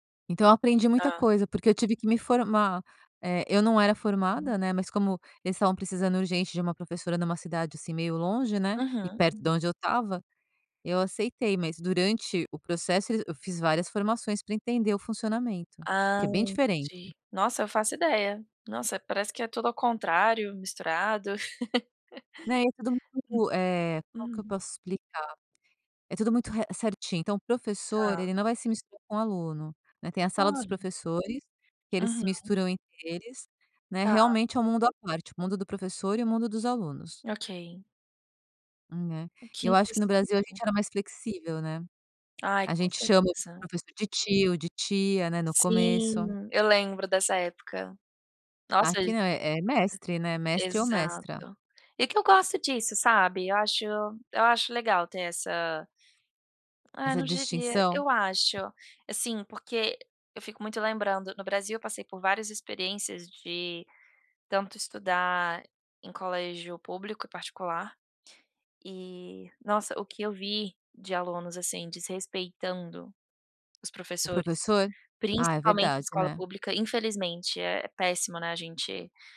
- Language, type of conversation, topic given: Portuguese, podcast, Como equilibrar trabalho, escola e a vida em casa?
- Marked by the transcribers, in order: giggle; other noise